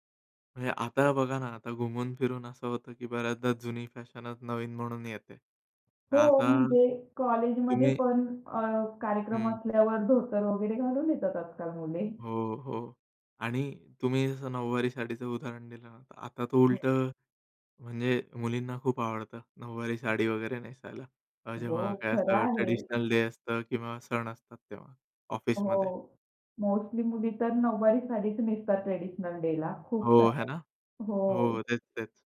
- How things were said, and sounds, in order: none
- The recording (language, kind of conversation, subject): Marathi, podcast, तुमच्या शैलीला प्रेरणा मुख्यतः कुठून मिळते?
- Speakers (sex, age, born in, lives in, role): female, 25-29, India, India, host; male, 30-34, India, India, guest